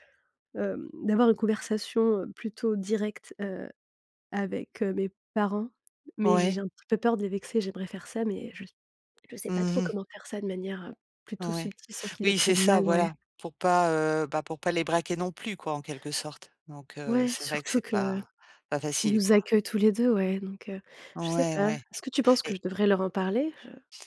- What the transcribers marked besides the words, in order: none
- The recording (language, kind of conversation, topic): French, advice, Comment puis-je me détendre à la maison quand je n’y arrive pas ?